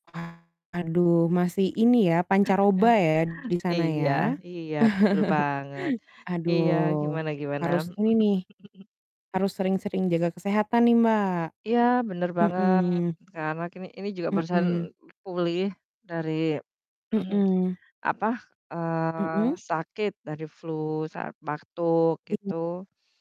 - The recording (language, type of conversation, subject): Indonesian, unstructured, Mengapa kebijakan pendidikan sering berubah-ubah dan membingungkan?
- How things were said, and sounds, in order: mechanical hum; laughing while speaking: "Heeh"; chuckle; chuckle; throat clearing; distorted speech